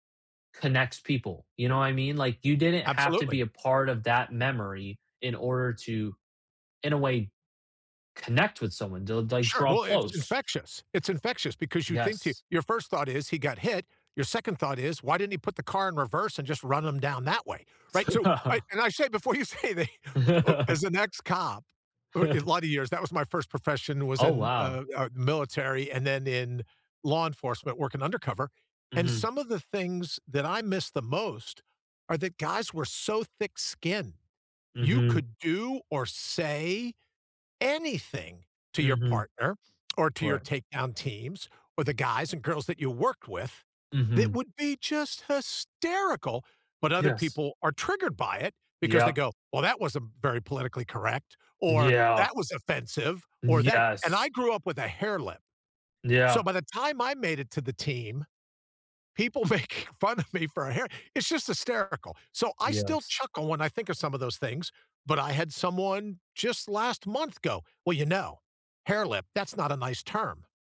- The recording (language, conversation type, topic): English, unstructured, How do shared memories bring people closer together?
- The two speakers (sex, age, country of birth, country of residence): male, 20-24, United States, United States; male, 65-69, United States, United States
- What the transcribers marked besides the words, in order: tapping; chuckle; chuckle; laughing while speaking: "you say that"; stressed: "hysterical"; laughing while speaking: "make fun of me"; put-on voice: "Well, you know, 'hairlip,' that's not a nice term"